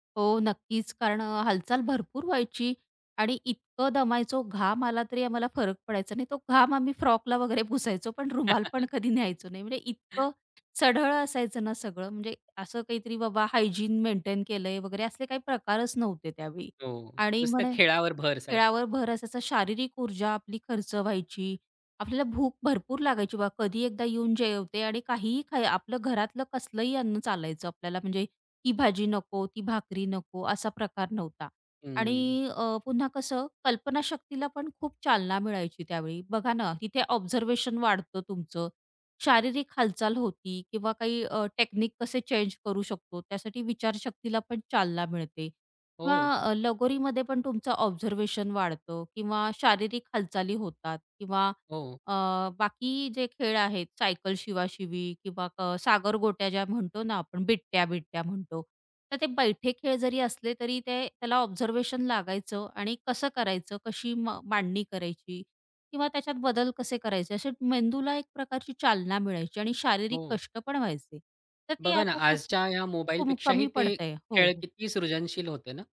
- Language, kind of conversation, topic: Marathi, podcast, जुन्या पद्धतीचे खेळ अजून का आवडतात?
- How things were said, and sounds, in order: laughing while speaking: "फ्रॉकला वगैरे पुसायचो पण रुमाल पण कधी न्यायचो नाही"; chuckle; other background noise; in English: "हायजीन"; tapping; in English: "ऑब्झर्वेशन"; in English: "ऑब्झर्वेशन"; in English: "ऑब्झर्वेशन"